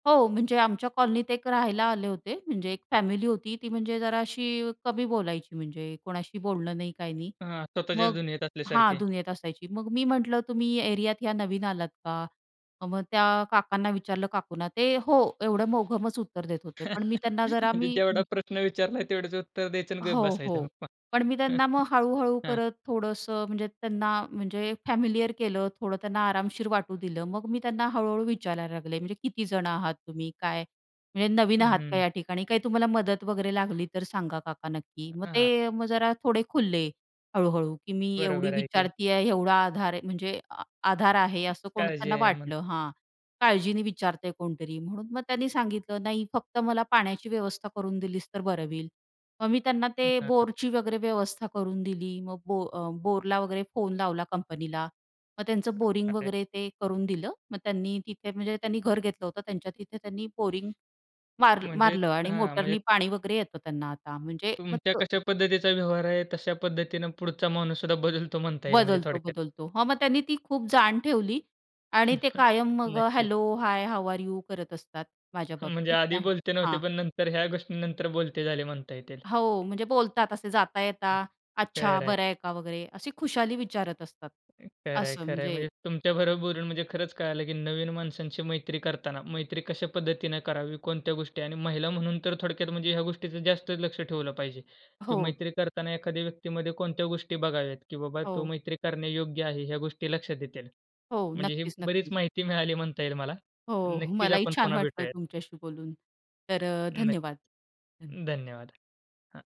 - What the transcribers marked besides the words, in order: in English: "कॉलनीत"; other background noise; tapping; chuckle; laughing while speaking: "म्हणजे जेवढा प्रश्न विचारला, तेवढ्याच उत्तर द्यायचं आणि बसायचं मग"; other noise; chuckle; in English: "फॅमिलिअर"; unintelligible speech; chuckle; in English: "हॅलो हाय हाऊ आर यू?"; chuckle
- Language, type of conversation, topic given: Marathi, podcast, नवीन लोकांशी मैत्री कशी करावी?